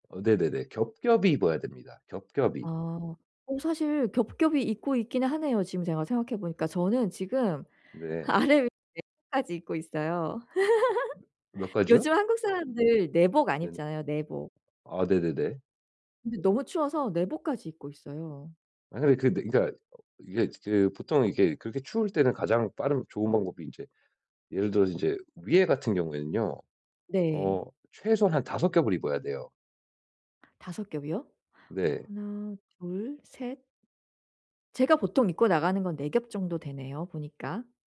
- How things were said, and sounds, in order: laugh; tapping; other background noise
- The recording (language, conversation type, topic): Korean, advice, 새로운 장소에 가면 어떻게 하면 빨리 적응할 수 있을까요?